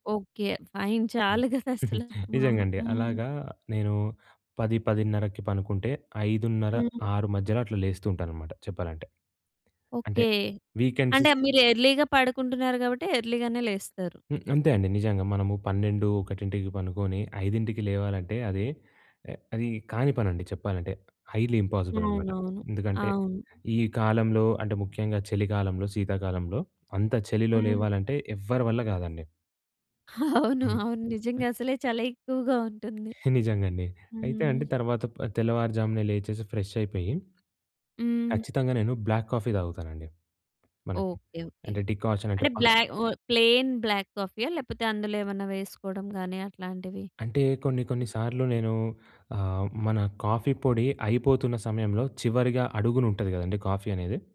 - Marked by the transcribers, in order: in English: "ఫైన్"; other background noise; giggle; in English: "వీకెండ్స్"; in English: "ఎర్లీ‌గా"; in English: "ఎర్లీ‌గానే"; in English: "హైలీ ఇంపాసిబుల్"; laughing while speaking: "అవును. అవును. నిజంగా అసలే చాలా ఎక్కువగా ఉంటుంది"; other noise; in English: "ఫ్రెష్"; in English: "బ్లాక్ కాఫీ"; in English: "డికాషన్"; in English: "ప్లెయిన్ బ్లాక్ కాఫీ"; in English: "కాఫీ"; in English: "కాఫీ"
- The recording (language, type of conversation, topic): Telugu, podcast, రోజంతా శక్తిని నిలుపుకోవడానికి మీరు ఏ అలవాట్లు పాటిస్తారు?